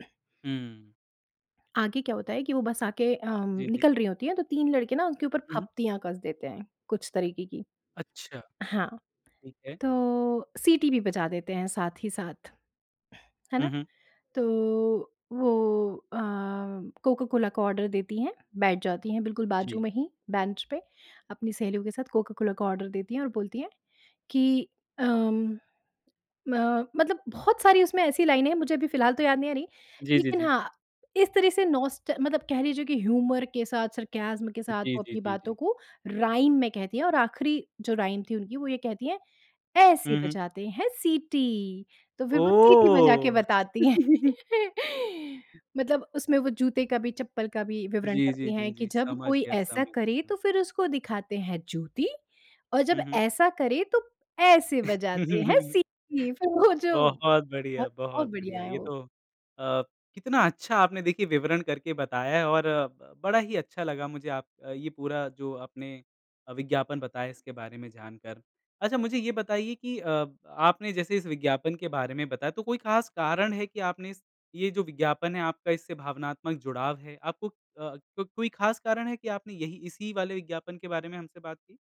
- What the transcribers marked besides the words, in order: in English: "ऑर्डर"; in English: "ऑर्डर"; in English: "ह्यूमर"; in English: "सरकैज़म"; in English: "राइम"; in English: "राइम"; put-on voice: "ऐसे बजाते हैं सिटी"; laugh; laughing while speaking: "सीटी बजा के बताती है"; laugh; put-on voice: "जब कोई ऐसा करे तो … बजाते हैं सीटी"; laugh; laughing while speaking: "वो"
- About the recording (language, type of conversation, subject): Hindi, podcast, क्या कभी किसी विज्ञापन का जिंगल अब भी आपके कानों में गूंजता रहता है?